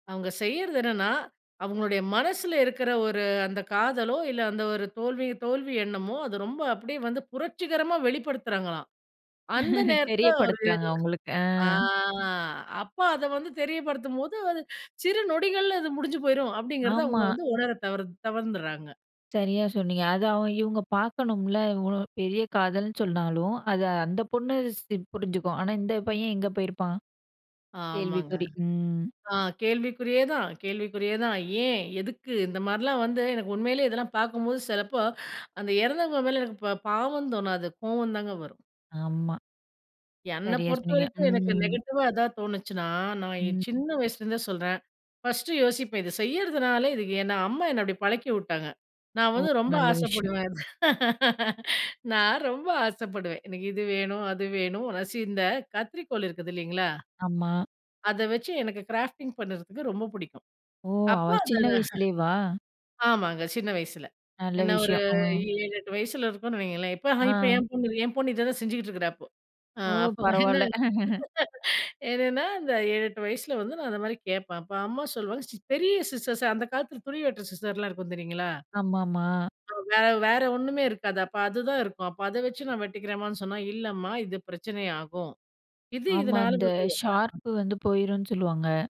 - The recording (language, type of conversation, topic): Tamil, podcast, உங்களின் எதிர்மறை சிந்தனையை மாற்ற எது உதவுகிறது?
- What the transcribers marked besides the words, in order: chuckle; other background noise; drawn out: "அ"; "தவறிருராங்க" said as "தவர்ந்துர்றாங்க"; other noise; drawn out: "ம்"; in English: "நெகட்டிவா"; laugh; in English: "கிராஃப்டிங்"; chuckle; in English: "சிஸர்ஸ்"; in English: "சிஸர்லாம்"; in English: "ஷார்ப்"; unintelligible speech